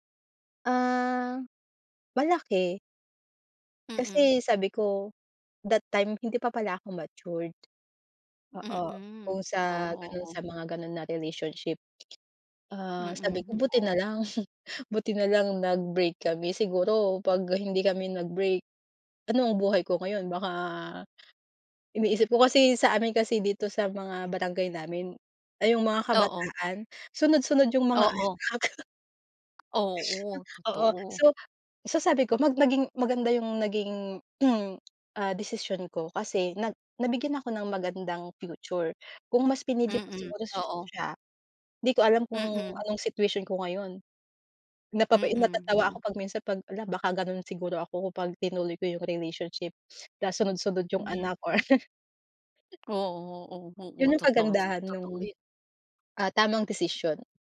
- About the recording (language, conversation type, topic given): Filipino, podcast, Saan ka humihingi ng payo kapag kailangan mong gumawa ng malaking pasya?
- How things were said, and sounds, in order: other background noise; chuckle; chuckle; throat clearing; laugh